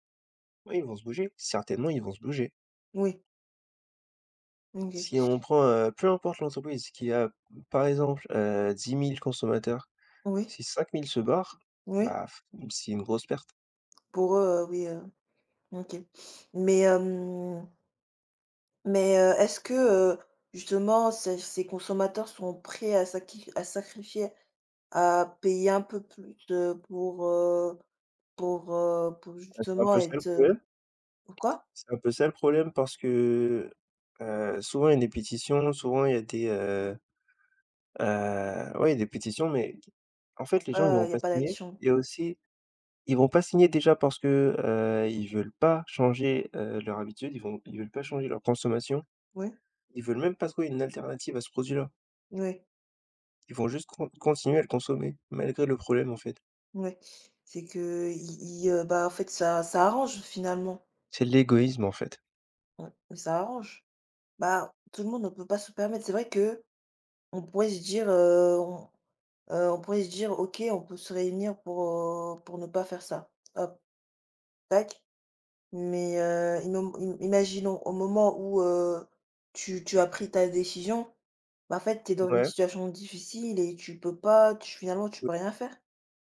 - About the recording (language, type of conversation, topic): French, unstructured, Pourquoi certaines entreprises refusent-elles de changer leurs pratiques polluantes ?
- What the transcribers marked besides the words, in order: stressed: "certainement"; stressed: "peu importe"; tapping; sniff; drawn out: "hem"; stressed: "pourquoi"; stressed: "pas"; unintelligible speech